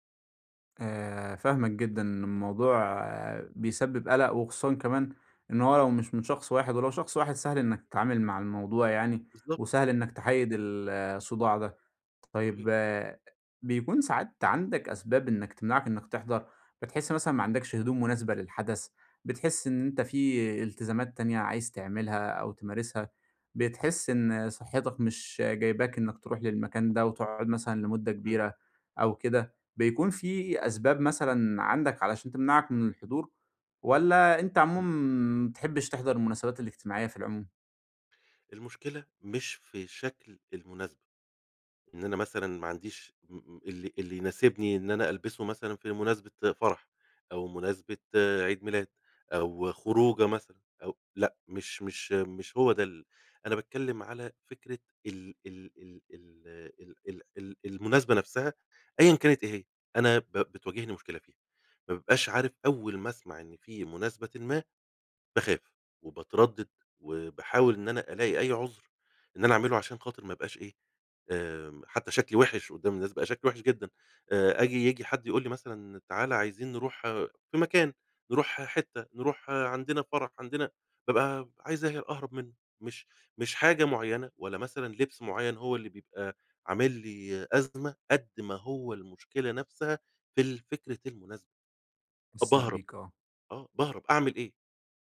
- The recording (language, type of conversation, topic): Arabic, advice, إزاي أتعامل مع الضغط عليّا عشان أشارك في المناسبات الاجتماعية؟
- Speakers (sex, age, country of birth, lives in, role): male, 25-29, Egypt, Egypt, advisor; male, 40-44, Egypt, Egypt, user
- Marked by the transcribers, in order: none